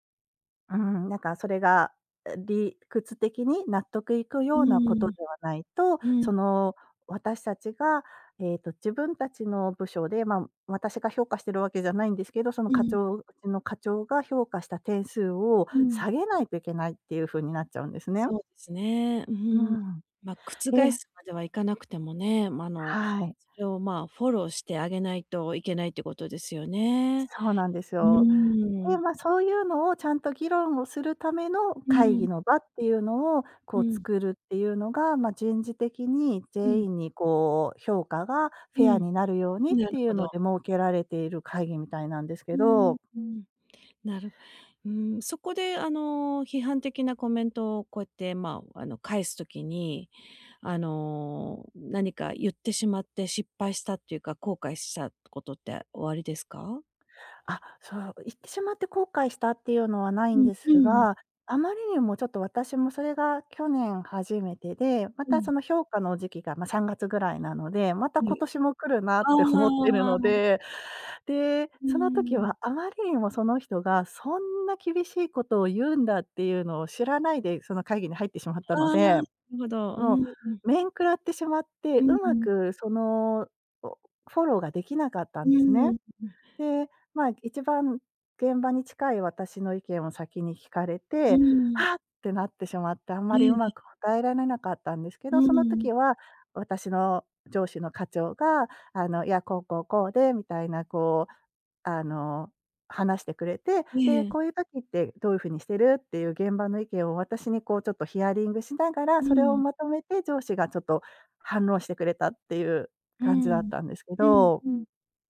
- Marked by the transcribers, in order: none
- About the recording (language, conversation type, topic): Japanese, advice, 公の場で批判的なコメントを受けたとき、どのように返答すればよいでしょうか？